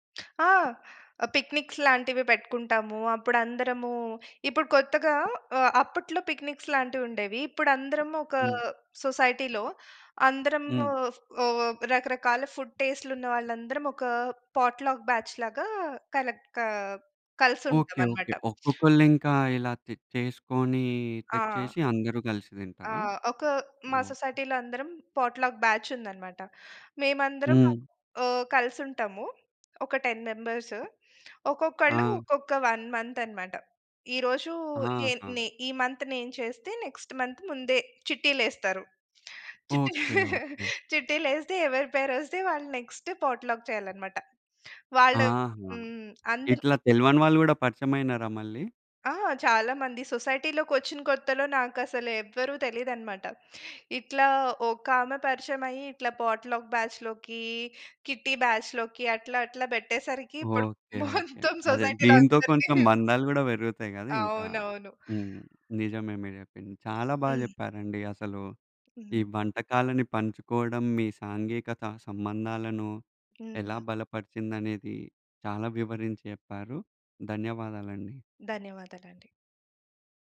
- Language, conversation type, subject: Telugu, podcast, వంటకాన్ని పంచుకోవడం మీ సామాజిక సంబంధాలను ఎలా బలోపేతం చేస్తుంది?
- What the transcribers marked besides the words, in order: lip smack; in English: "పిక్నిక్స్"; in English: "పిక్నిక్స్"; in English: "సొసైటీ‌లో"; in English: "ఫుడ్"; in English: "పాట్‌లక్ బ్యా‌చ్"; other background noise; in English: "సొసైటీ‌లో"; other noise; in English: "పాట్‌లక్ బ్యాచ్"; in English: "టెన్ మెంబర్స్"; in English: "వన్ మంత్"; in English: "మంత్"; in English: "నెక్స్ట్ మంత్"; giggle; in English: "నెక్స్ట్ పాట్‌లక్"; in English: "పాట్‌లక్ బ్యాచ్‌లోకి, కిట్టీ బ్యాచ్‌లోకి"; giggle; in English: "సొసైటీ‌లో"; tapping